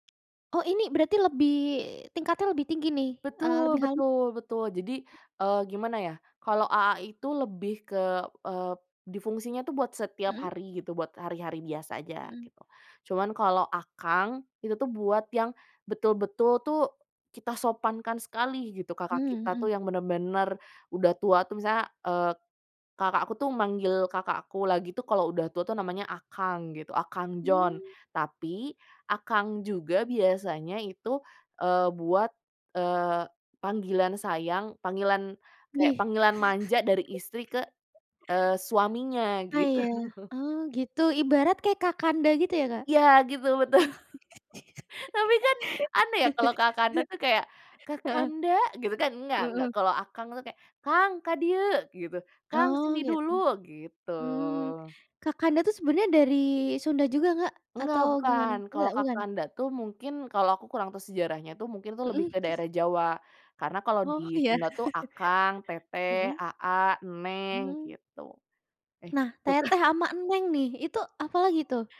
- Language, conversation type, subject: Indonesian, podcast, Apa kebiasaan sapaan khas di keluargamu atau di kampungmu, dan bagaimana biasanya dipakai?
- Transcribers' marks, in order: tapping; other background noise; chuckle; laughing while speaking: "gitu"; laughing while speaking: "betul"; chuckle; in Sundanese: "ka dieu"; chuckle; laughing while speaking: "kan"